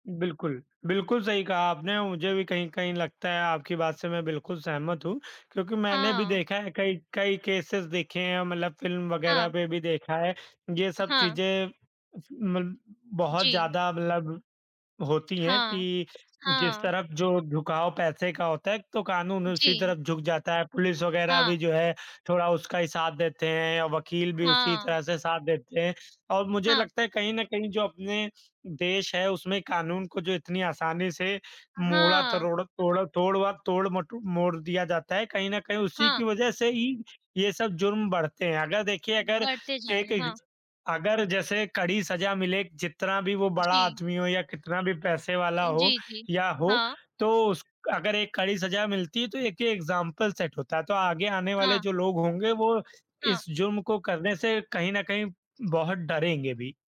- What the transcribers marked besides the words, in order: in English: "केसेज़"; tapping; other background noise; in English: "एग्ज़ाम्पल सेट"
- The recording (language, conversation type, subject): Hindi, unstructured, क्या घरेलू हिंसा को रोकने में मौजूदा कानून प्रभावी हैं?